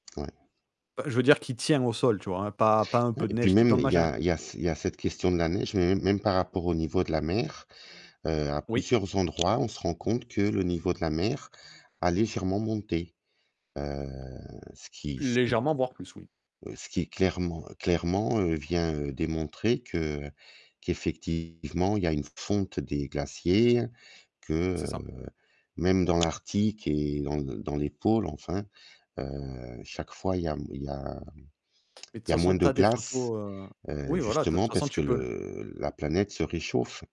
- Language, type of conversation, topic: French, unstructured, Que diriez-vous à quelqu’un qui doute de l’urgence climatique ?
- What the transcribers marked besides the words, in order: static; other background noise; tapping; distorted speech; tsk